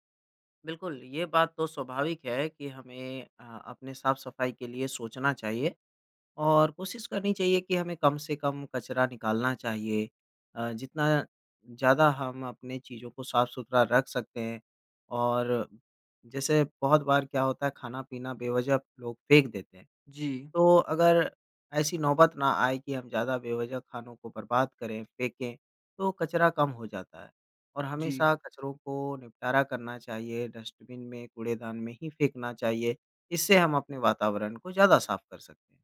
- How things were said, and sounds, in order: in English: "डस्टबिन"
- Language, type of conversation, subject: Hindi, podcast, कम कचरा बनाने से रोज़मर्रा की ज़िंदगी में क्या बदलाव आएंगे?